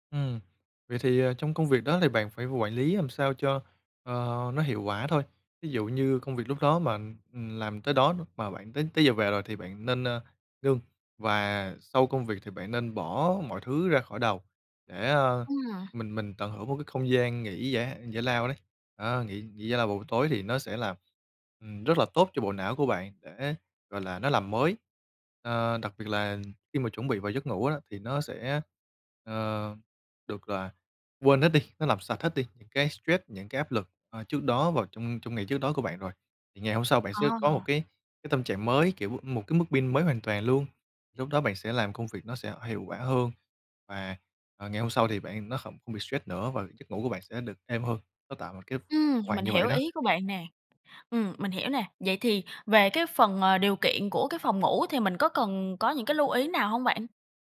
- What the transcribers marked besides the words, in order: tapping; other background noise; unintelligible speech
- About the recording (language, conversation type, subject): Vietnamese, advice, Vì sao tôi vẫn mệt mỏi kéo dài dù ngủ đủ giấc và nghỉ ngơi cuối tuần mà không đỡ hơn?